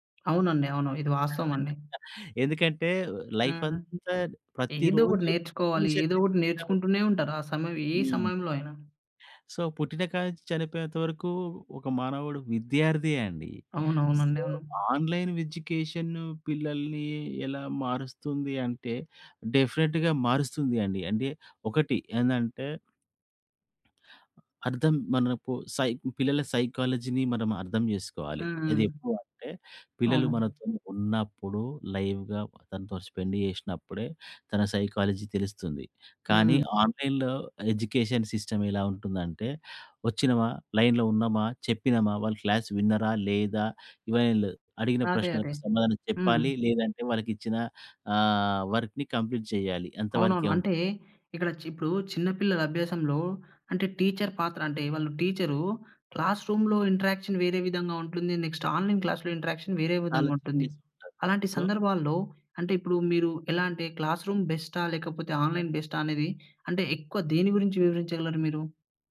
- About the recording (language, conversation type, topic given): Telugu, podcast, ఆన్‌లైన్ విద్య రాబోయే కాలంలో పిల్లల విద్యను ఎలా మార్చేస్తుంది?
- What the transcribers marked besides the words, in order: laugh; in English: "లైఫ్"; tapping; in English: "సో"; in English: "సో, ఆన్‌లైన్ ఎడ్యుకేషన్"; in English: "డెఫినిట్‌గా"; in English: "సైకాలజీని"; in English: "లైవ్‌గా"; in English: "స్పెండ్"; in English: "సైకాలజీ"; in English: "ఆన్‌లైన్‌లో ఎడ్యుకేషన్ సిస్టమ్"; in English: "లైన్‌లో"; in English: "క్లాస్"; in English: "వర్క్‌ని కంప్లీట్"; in English: "టీచర్"; in English: "క్లాస్ రూమ్‌లో ఇంటరాక్షన్"; in English: "నెక్స్ట్ ఆన్‌లైన్ క్లాస్‌లో ఇంటరాక్షన్"; in English: "చేంజెస్"; in English: "సో"; in English: "క్లాస్ రూమ్"; in English: "ఆన్‌లైన్"